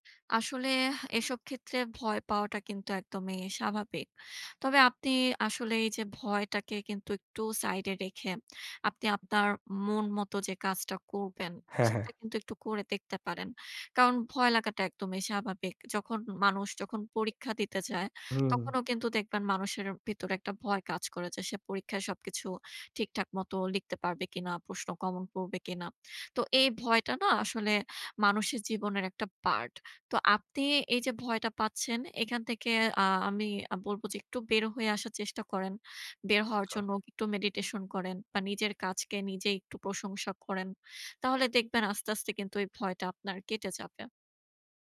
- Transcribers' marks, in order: other background noise; horn
- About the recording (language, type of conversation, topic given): Bengali, advice, পারফেকশনিজমের কারণে সৃজনশীলতা আটকে যাচ্ছে